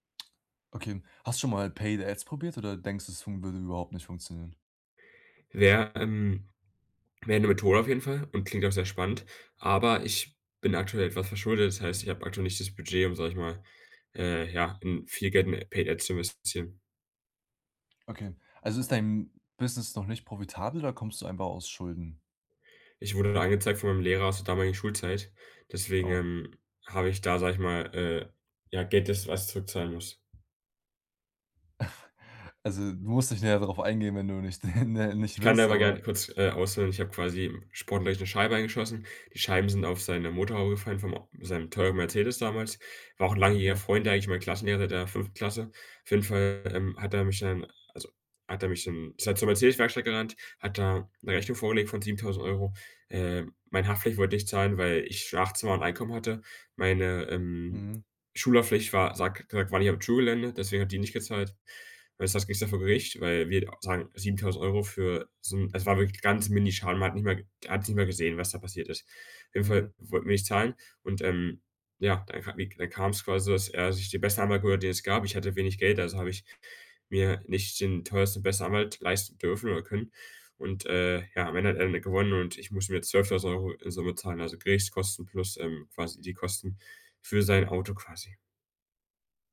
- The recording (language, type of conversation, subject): German, advice, Wie kann ich Motivation und Erholung nutzen, um ein Trainingsplateau zu überwinden?
- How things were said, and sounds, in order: other background noise; in English: "Paid Ads"; in English: "Paid Ads"; chuckle; laughing while speaking: "nicht"; chuckle